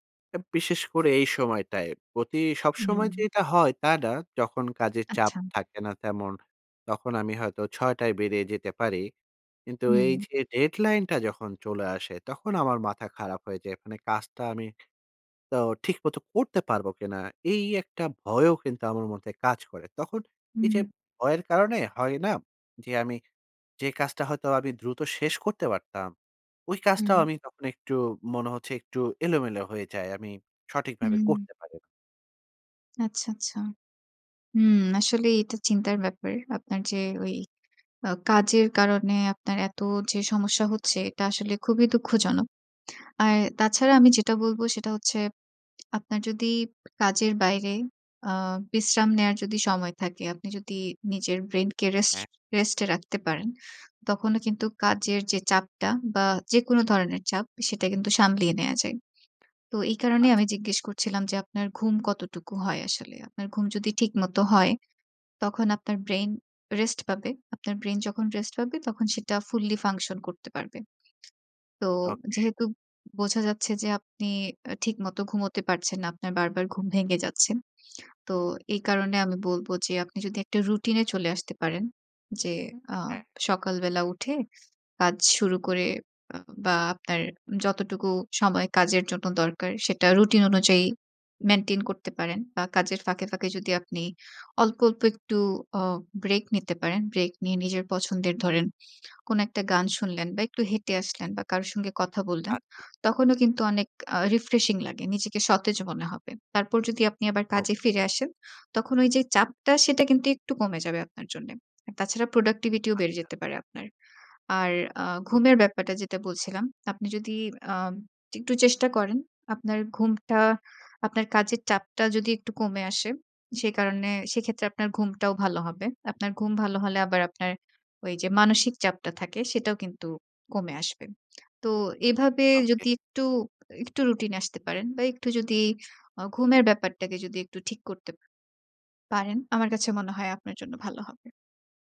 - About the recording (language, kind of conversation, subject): Bengali, advice, ডেডলাইনের চাপের কারণে আপনার কাজ কি আটকে যায়?
- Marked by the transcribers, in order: in English: "deadline"; tapping; in English: "fully function"; in English: "refreshing"; in English: "productivity"; lip smack